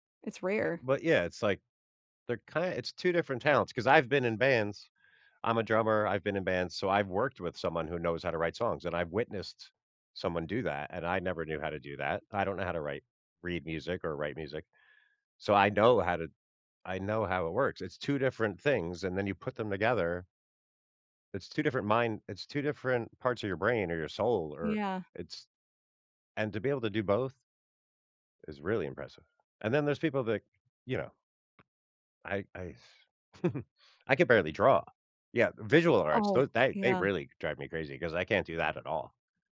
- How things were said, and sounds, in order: other background noise; sigh; chuckle
- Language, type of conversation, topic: English, unstructured, How do you decide whether to listen to a long album from start to finish or to choose individual tracks?
- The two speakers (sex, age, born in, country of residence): female, 30-34, United States, United States; male, 50-54, United States, United States